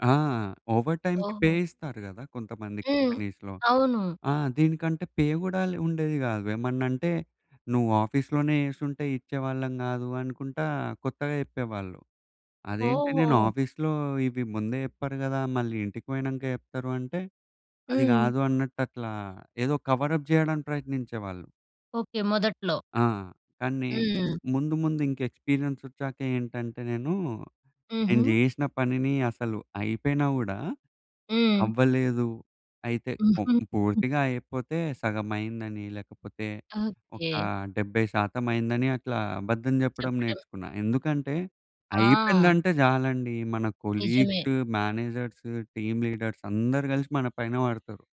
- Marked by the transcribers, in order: in English: "ఓవర్ టైమ్‌కి పే"; in English: "కంపెనీస్‌లో"; in English: "ఆఫీస్‌లోనే"; in English: "ఆఫీస్‌లో"; in English: "కవర్ అప్"; other background noise; in English: "ఎక్స్‌పీరియెన్స్"; in English: "కొలీగ్స్"; in English: "టీమ్ లీడర్స్"
- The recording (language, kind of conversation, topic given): Telugu, podcast, పని వల్ల కుటుంబానికి సమయం ఇవ్వడం ఎలా సమతుల్యం చేసుకుంటారు?